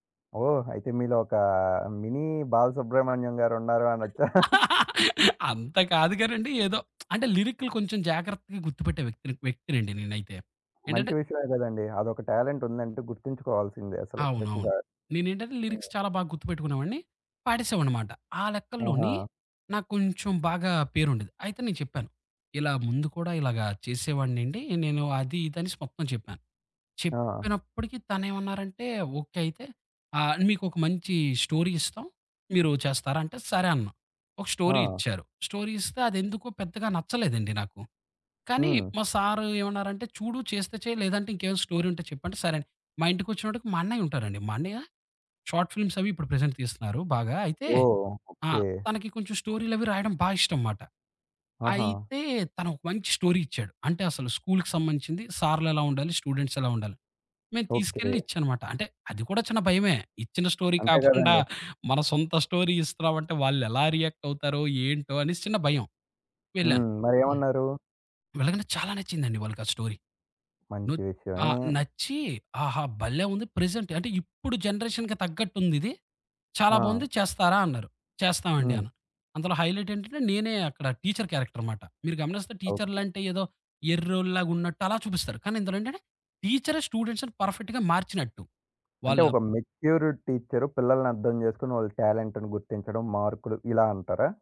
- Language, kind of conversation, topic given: Telugu, podcast, మీ తొలి స్మార్ట్‌ఫోన్ మీ జీవితాన్ని ఎలా మార్చింది?
- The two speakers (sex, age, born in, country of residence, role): male, 20-24, India, India, host; male, 30-34, India, India, guest
- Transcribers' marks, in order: in English: "మినీ"; other background noise; laugh; chuckle; lip smack; in English: "టాలెంట్"; in English: "లిరిక్స్"; in English: "స్టోరీ"; in English: "స్టోరీ"; in English: "స్టోరీ"; in English: "స్టోరీ"; in English: "షార్ట్ ఫిలిమ్స్"; in English: "ప్రెజెంట్"; in English: "స్టోరీ"; in English: "స్టూడెంట్స్"; in English: "స్టోరీ"; in English: "స్టోరీ"; in English: "రియాక్ట్"; in English: "స్టోరీ"; in English: "ప్రెజెంట్"; in English: "జనరేషన్‌కి"; in English: "హైలైట్"; in English: "క్యారెక్టర్"; in English: "స్టూడెంట్స్‌ని పర్ఫెక్ట్‌గా"